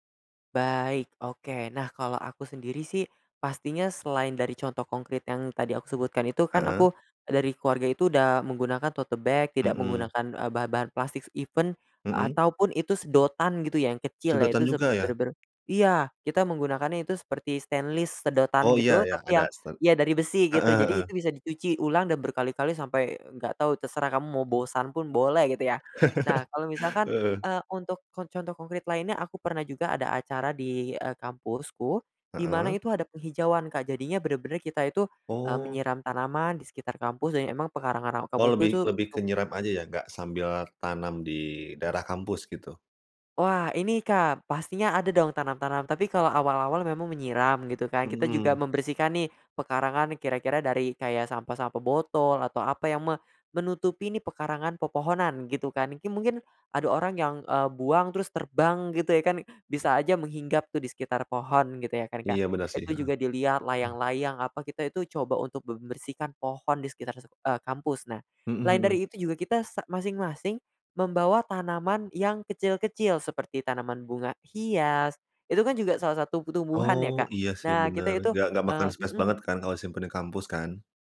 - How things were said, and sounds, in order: in English: "tote bag"; in English: "even"; tapping; in English: "stainless"; in English: "stain"; chuckle; other background noise; in English: "space"
- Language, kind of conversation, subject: Indonesian, podcast, Ceritakan pengalaman penting apa yang pernah kamu pelajari dari alam?